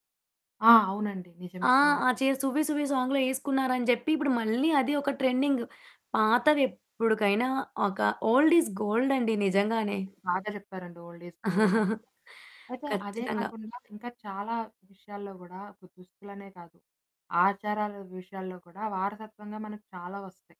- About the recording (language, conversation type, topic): Telugu, podcast, పాత దుస్తులు, వారసత్వ వస్త్రాలు మీకు ఏ అర్థాన్ని ఇస్తాయి?
- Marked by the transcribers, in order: in English: "సాంగ్‌లో"; in English: "ట్రెండింగ్"; in English: "ఓల్డ్ ఇస్ గోల్డ్"; static; in English: "ఓల్డ్ ఈ స్ గోల్డ్"; giggle